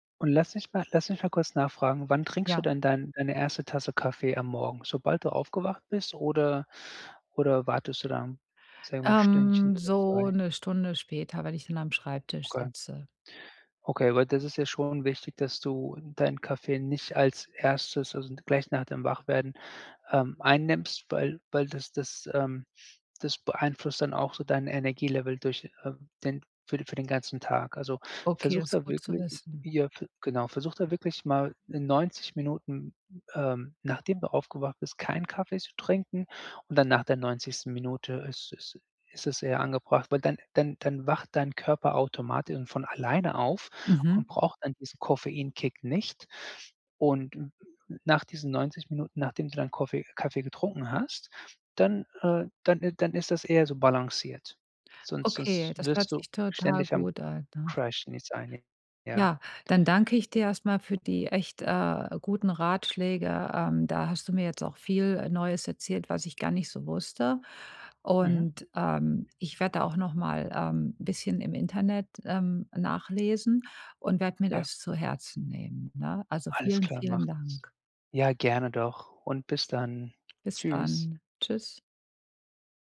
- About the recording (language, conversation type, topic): German, advice, Wie kann ich Nickerchen nutzen, um wacher zu bleiben?
- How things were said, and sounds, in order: none